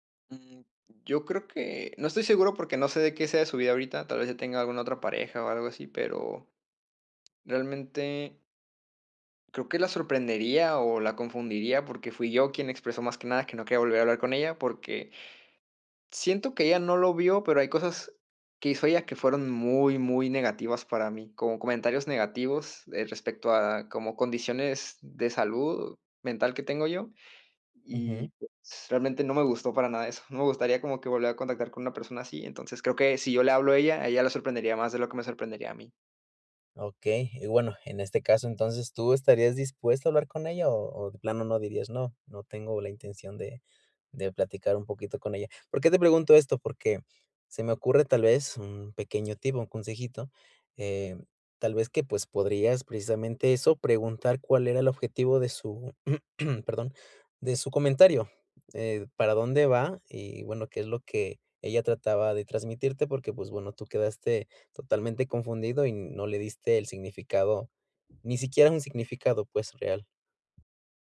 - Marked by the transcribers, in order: tapping; throat clearing
- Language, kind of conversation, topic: Spanish, advice, ¿Cómo puedo interpretar mejor comentarios vagos o contradictorios?